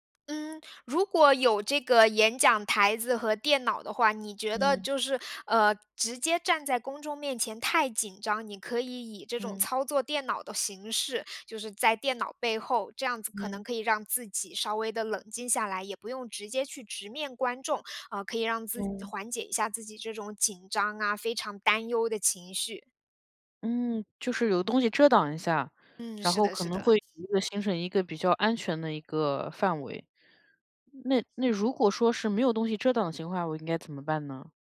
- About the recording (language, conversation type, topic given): Chinese, advice, 在群体中如何更自信地表达自己的意见？
- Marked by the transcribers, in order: none